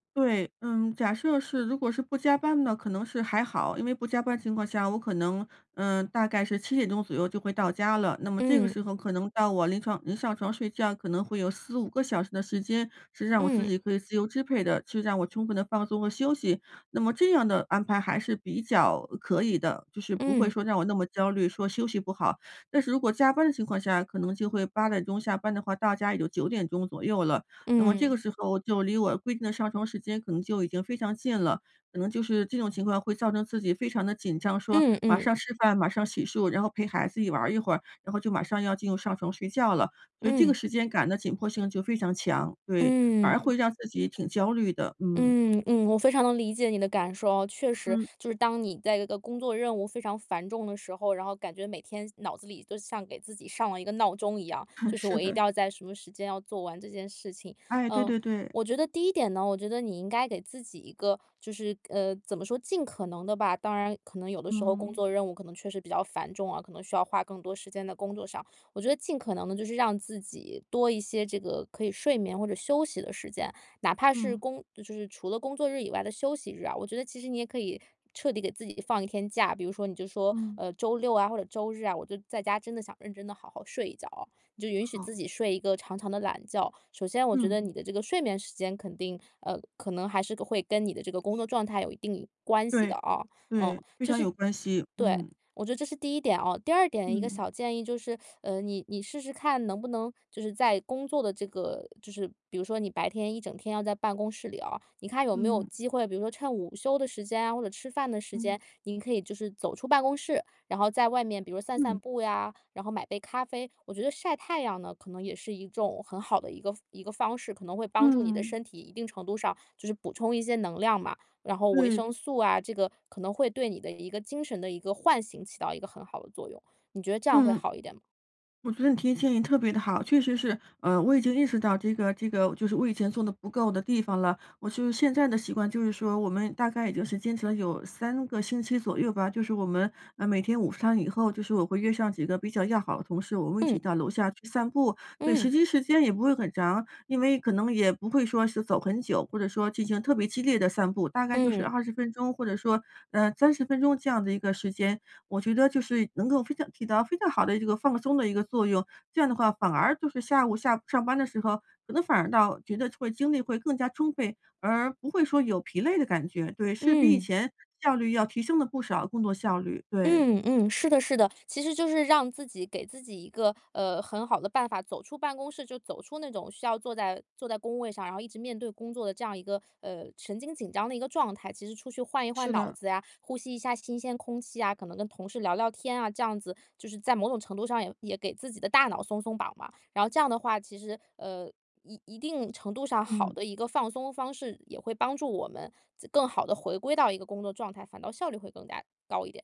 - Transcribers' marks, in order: laugh
- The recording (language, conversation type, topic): Chinese, advice, 长时间工作时如何避免精力中断和分心？